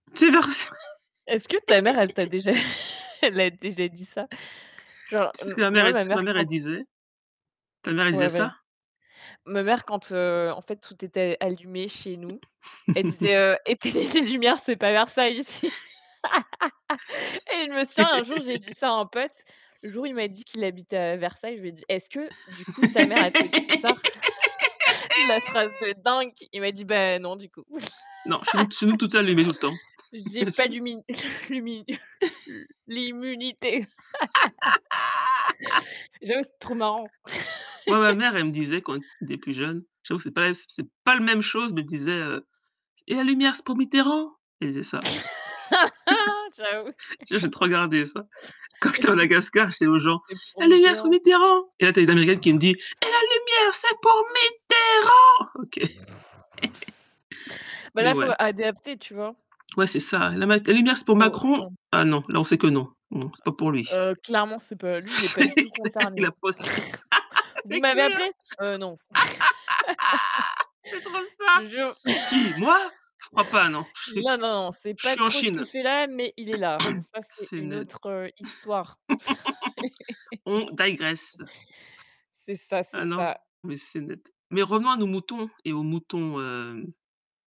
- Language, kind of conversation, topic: French, unstructured, Quelles étapes suis-tu pour atteindre tes objectifs ?
- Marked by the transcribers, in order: laughing while speaking: "C'est"; unintelligible speech; giggle; laugh; distorted speech; other background noise; chuckle; laughing while speaking: "Éteignez les lumières, c'est pas Versailles ici !"; chuckle; laugh; laugh; tapping; giggle; laugh; unintelligible speech; laugh; laughing while speaking: "J'ai pas d'ummin l'ummin l l'immunité"; stressed: "l'immunité"; laugh; laugh; put-on voice: "Et la lumière, c'est pour Mitterrand ?"; laugh; laughing while speaking: "J'avoue ! C'est pour Mitterrand"; laugh; put-on voice: "La lumière c'est pour Mitterrand !"; snort; put-on voice: "Et la lumière c'est pour Mitterrand !"; snort; laugh; laughing while speaking: "C'est clair ! Il a c'est clair ! C'est trop ça"; unintelligible speech; laugh; snort; laugh; laugh; throat clearing; laugh; put-on voice: "digress"; laugh